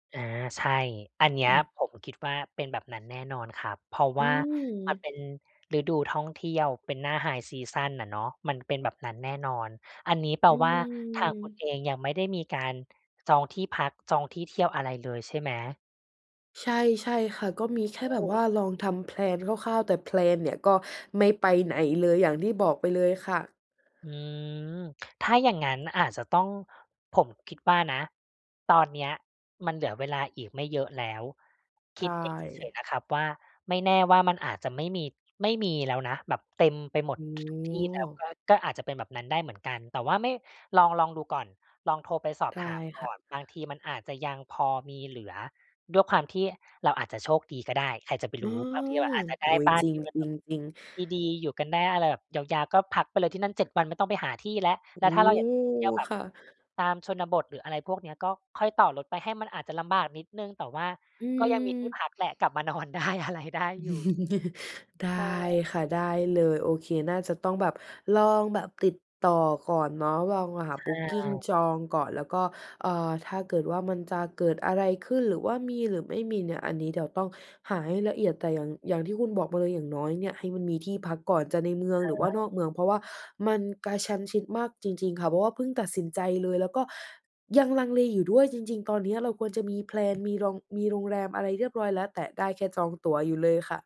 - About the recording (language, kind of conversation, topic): Thai, advice, ควรเลือกไปพักผ่อนสบาย ๆ ที่รีสอร์ตหรือออกไปผจญภัยท่องเที่ยวในที่ไม่คุ้นเคยดี?
- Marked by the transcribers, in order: tapping; in English: "แพลน"; in English: "แพลน"; other background noise; laughing while speaking: "ได้อะไร"; chuckle; in English: "แพลน"